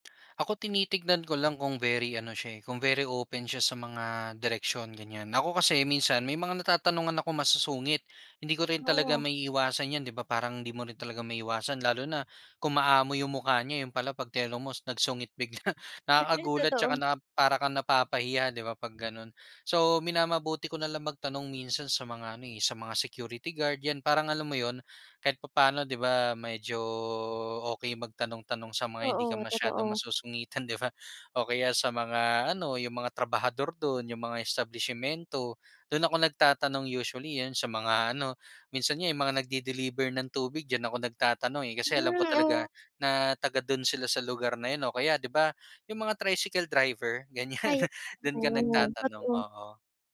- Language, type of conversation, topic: Filipino, podcast, May kuwento ka ba tungkol sa isang taong tumulong sa iyo noong naligaw ka?
- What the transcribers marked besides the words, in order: tongue click; in English: "very open"; chuckle; laughing while speaking: "bigla"; drawn out: "medyo"; laughing while speaking: "di ba?"; laughing while speaking: "ganyan"